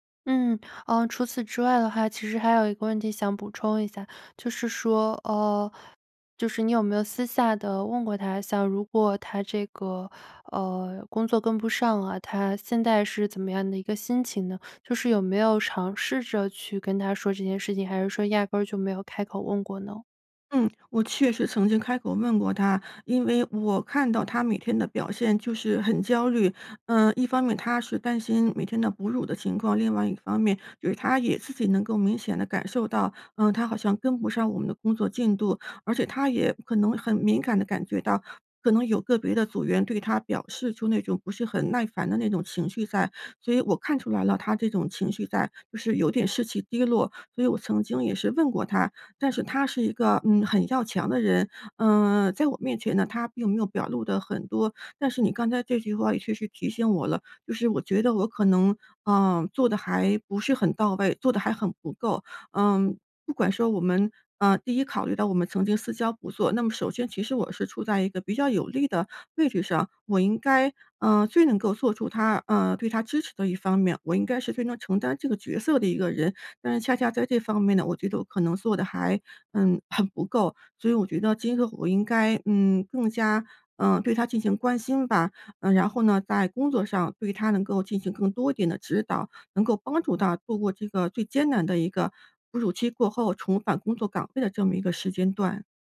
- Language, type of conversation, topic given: Chinese, advice, 在工作中该如何给同事提供负面反馈？
- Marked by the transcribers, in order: none